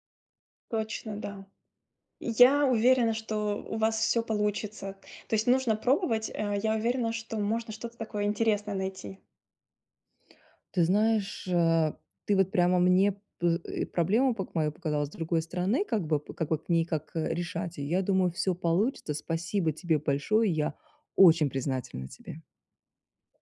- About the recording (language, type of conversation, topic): Russian, advice, Как справиться с тревогой из-за мировых новостей?
- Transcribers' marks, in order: other background noise